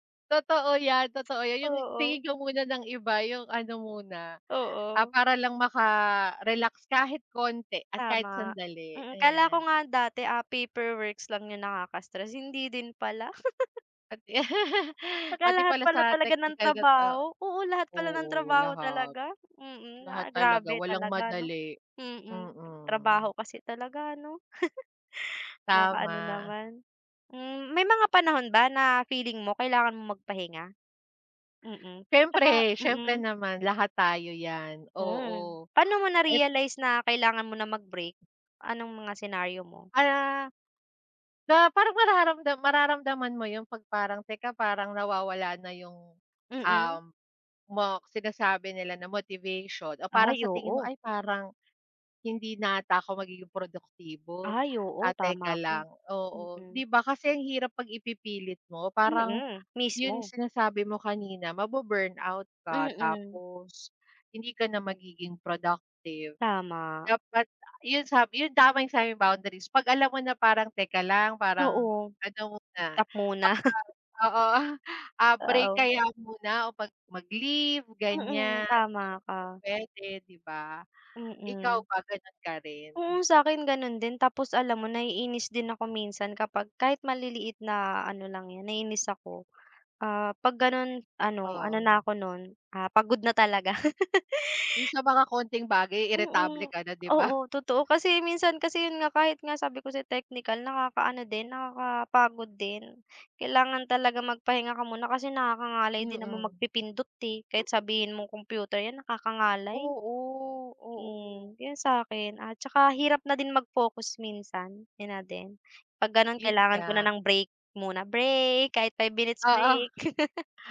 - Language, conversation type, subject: Filipino, unstructured, Ano ang mga tip mo para magkaroon ng magandang balanse sa pagitan ng trabaho at personal na buhay?
- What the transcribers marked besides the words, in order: other background noise; giggle; chuckle; giggle; other noise; chuckle; tapping; giggle; scoff; chuckle